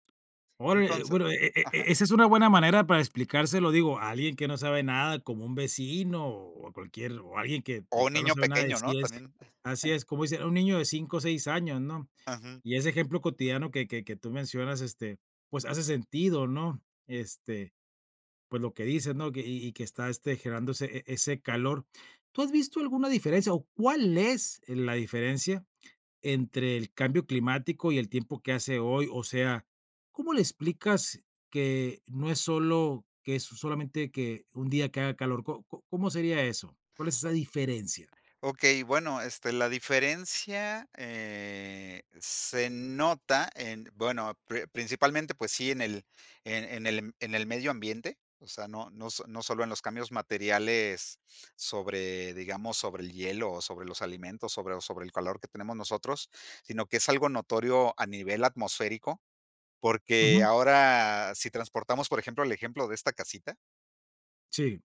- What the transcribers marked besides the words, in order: chuckle; other background noise; drawn out: "eh"
- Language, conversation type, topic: Spanish, podcast, ¿Cómo explicarías el cambio climático a alguien que no sabe nada?